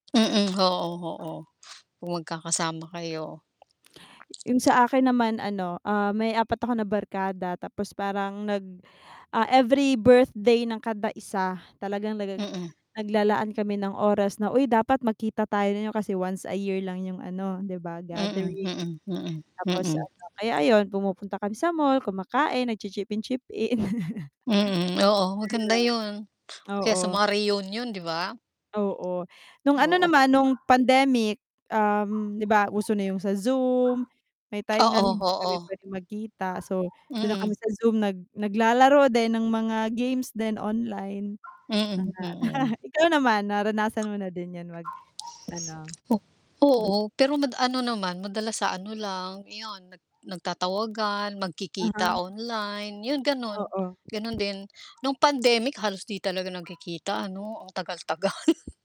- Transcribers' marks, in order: distorted speech; dog barking; static; chuckle; unintelligible speech; other noise; chuckle; tapping; laughing while speaking: "tagal"
- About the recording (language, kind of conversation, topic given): Filipino, unstructured, Paano mo ipinapakita ang pagmamahal sa pamilya araw-araw?